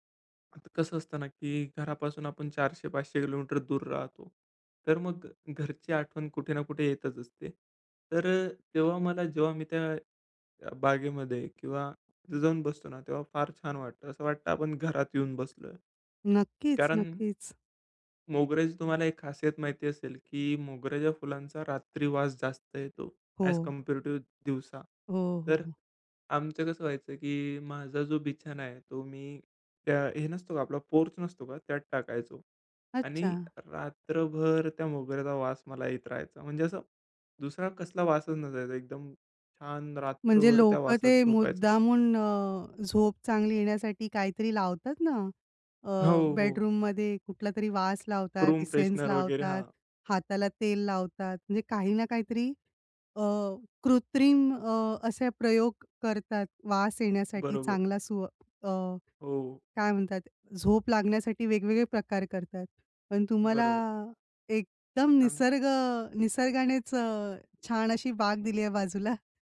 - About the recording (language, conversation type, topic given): Marathi, podcast, कोणत्या वासाने तुला लगेच घर आठवतं?
- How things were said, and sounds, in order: in English: "ॲज कम्पॅरेटिव्ह"; in English: "पोर्च"; tapping; in English: "रूम फ्रेशनर"; in English: "इसेन्स"; other background noise; other noise; chuckle